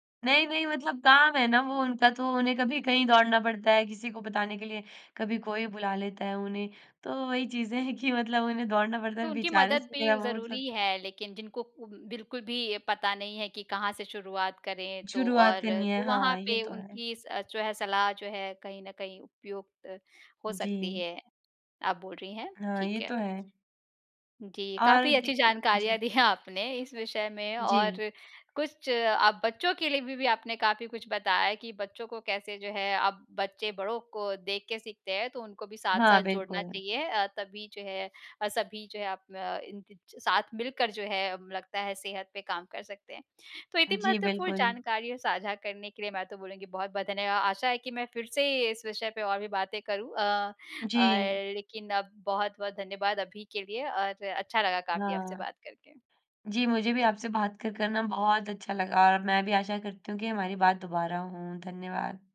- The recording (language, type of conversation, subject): Hindi, podcast, व्यायाम को अपनी दिनचर्या में कैसे शामिल करें?
- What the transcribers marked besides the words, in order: laughing while speaking: "हैं कि"; laughing while speaking: "दी हैं आपने"